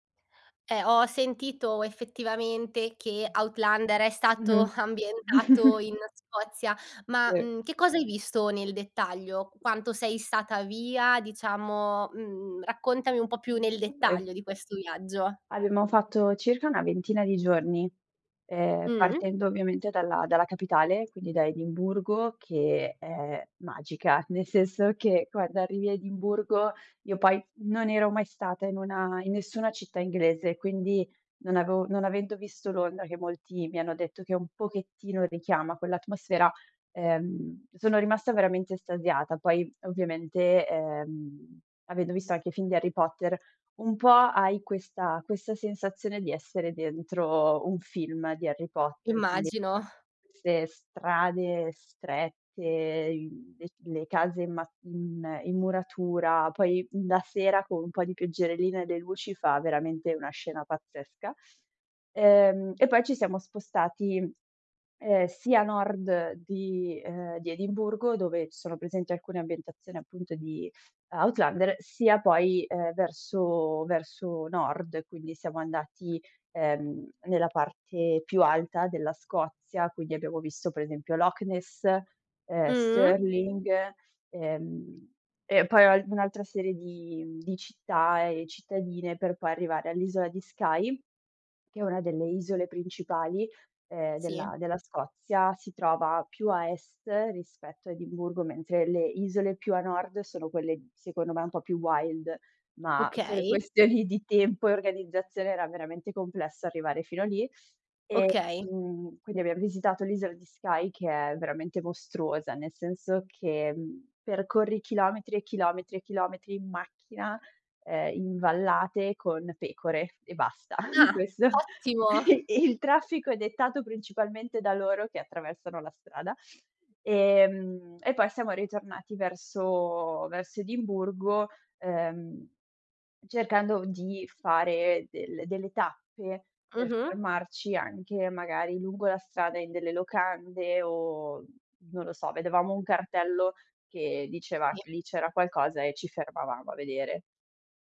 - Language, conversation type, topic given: Italian, podcast, Raccontami di un viaggio che ti ha cambiato la vita?
- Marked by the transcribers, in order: unintelligible speech; chuckle; unintelligible speech; in English: "wild"; chuckle; laughing while speaking: "questo. E"